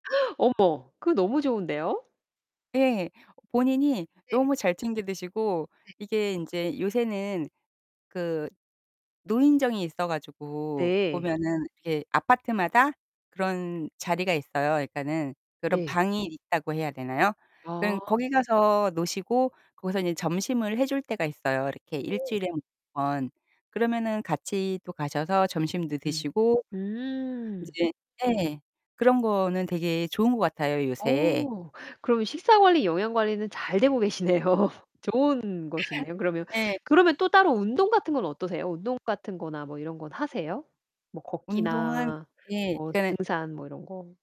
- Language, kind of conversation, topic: Korean, podcast, 노부모를 돌볼 때 가장 신경 쓰이는 부분은 무엇인가요?
- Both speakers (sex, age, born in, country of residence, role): female, 45-49, South Korea, United States, host; female, 55-59, South Korea, United States, guest
- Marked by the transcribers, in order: gasp; distorted speech; tapping; other background noise; laughing while speaking: "계시네요"; laugh; static